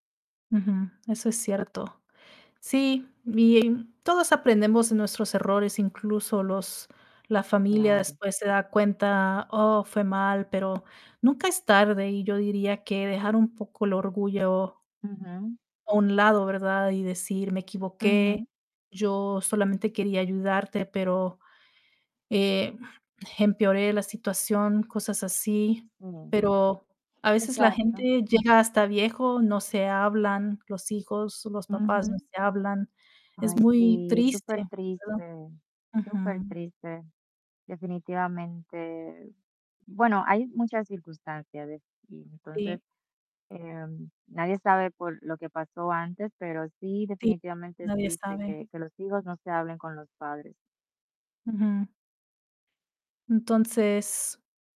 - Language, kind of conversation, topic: Spanish, unstructured, ¿Deberías intervenir si ves que un familiar está tomando malas decisiones?
- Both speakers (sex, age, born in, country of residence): female, 30-34, United States, United States; female, 35-39, Dominican Republic, United States
- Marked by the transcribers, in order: static; distorted speech